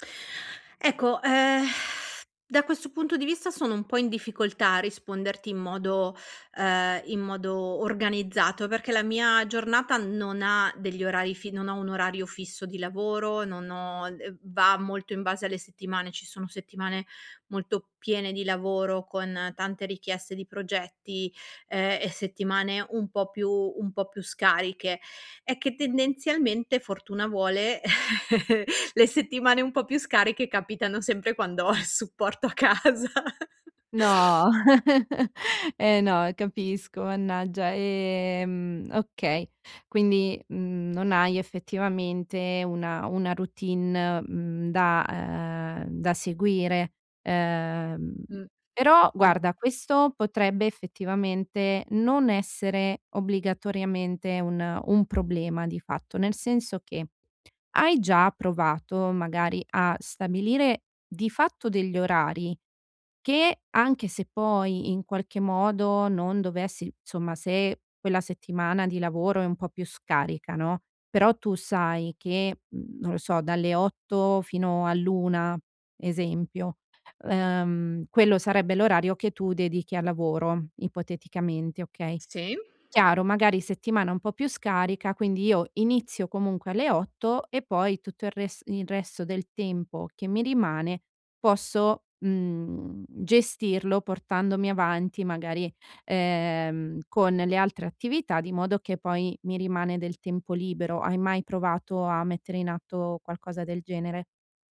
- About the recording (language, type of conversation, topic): Italian, advice, Come posso bilanciare i miei bisogni personali con quelli della mia famiglia durante un trasferimento?
- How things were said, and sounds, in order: blowing; laugh; laughing while speaking: "ho il supporto a casa"; laugh; sniff